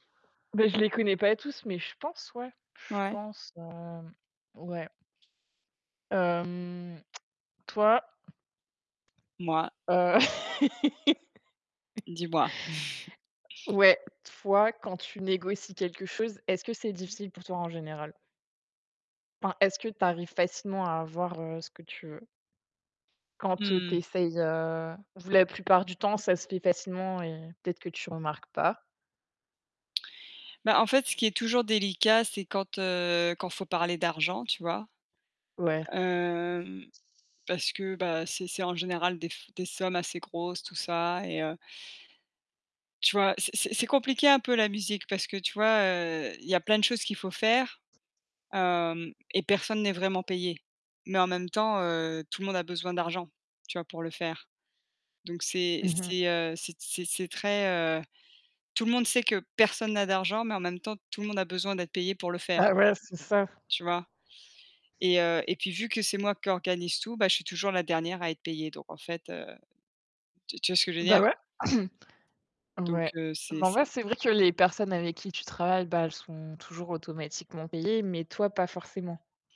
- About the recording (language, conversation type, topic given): French, unstructured, Comment négocies-tu quand tu veux vraiment obtenir ce que tu veux ?
- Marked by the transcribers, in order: tapping; static; drawn out: "Hem"; tsk; laugh; chuckle; unintelligible speech; other background noise; distorted speech; throat clearing